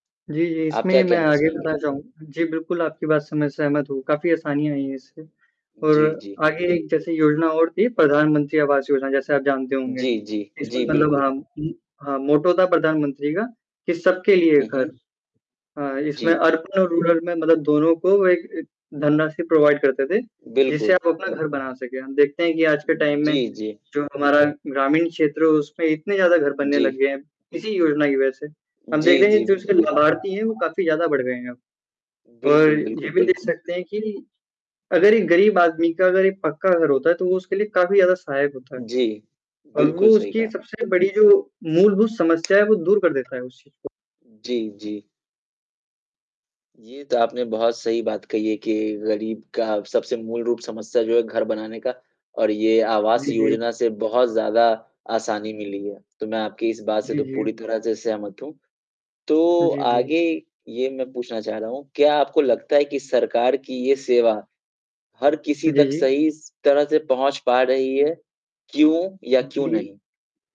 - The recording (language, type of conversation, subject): Hindi, unstructured, सरकार की कौन-सी सेवा ने आपको सबसे अधिक प्रभावित किया है?
- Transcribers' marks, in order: distorted speech; static; in English: "अर्बन"; in English: "रूरल"; in English: "प्रोवाइड"; in English: "टाइम"; in English: "इसी"